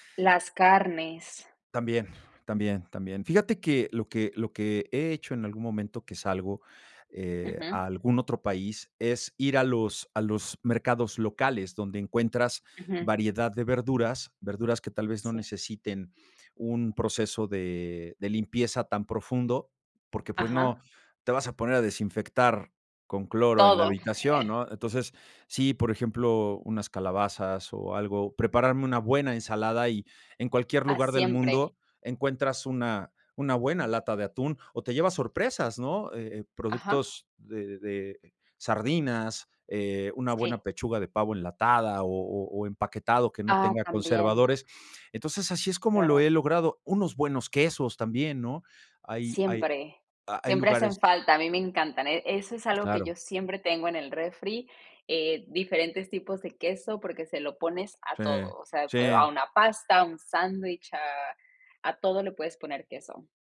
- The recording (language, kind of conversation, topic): Spanish, unstructured, ¿Prefieres cocinar en casa o comer fuera?
- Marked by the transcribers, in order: tapping